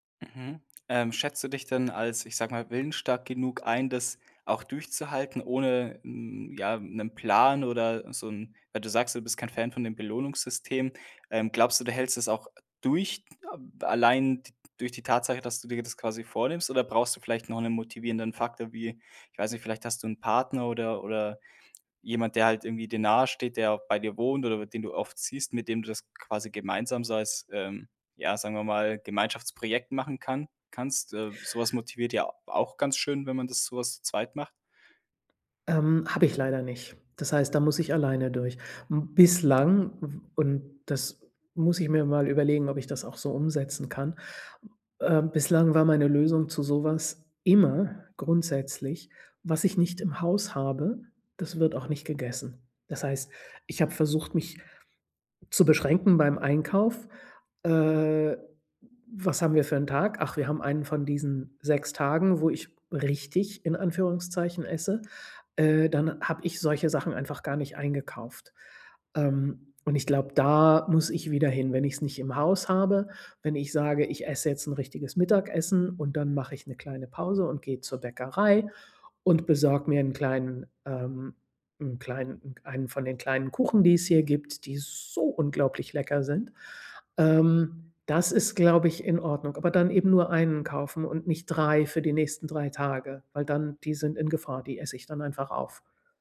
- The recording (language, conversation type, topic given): German, advice, Wie kann ich gesündere Essgewohnheiten beibehalten und nächtliches Snacken vermeiden?
- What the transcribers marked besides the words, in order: stressed: "immer"; drawn out: "Äh"; stressed: "so"